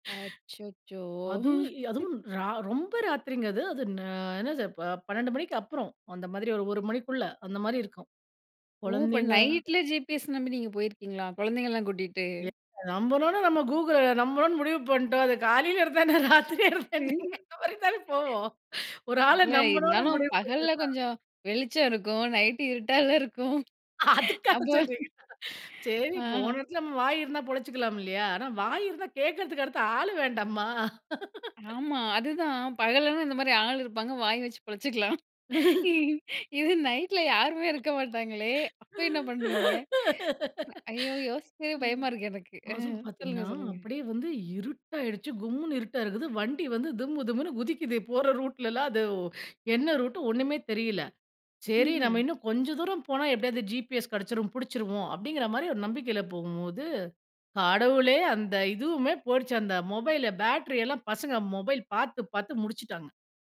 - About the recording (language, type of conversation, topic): Tamil, podcast, ஒரு மறக்கமுடியாத பயணம் பற்றி சொல்லுங்க, அதிலிருந்து என்ன கற்றீங்க?
- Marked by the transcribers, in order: other background noise; laughing while speaking: "அச்சச்சோ!"; laughing while speaking: "எ நம்பணும்னு நம்ம கூகு நம்பணும்னு … நம்பணும்னு முடிவு பண்ணோம்னா"; laughing while speaking: "இல்ல இருந்தாலும் பகல்ல கொஞ்சம் வெளிச்சம் இருக்கும். நைட்டு இருட்டா இருக்கும் அப்போ ஆ"; laughing while speaking: "அதுக்கா சொல்றீங்க. சரி போன இடச்சுல … அடுத்து ஆளு வேண்டாமா?"; laughing while speaking: "ஆமா அதுதான், பகலனா இந்த மாரி … அ சொல்லுங்க சொல்லுங்க"; chuckle; laugh; in English: "மொபைல் பேட்டரி"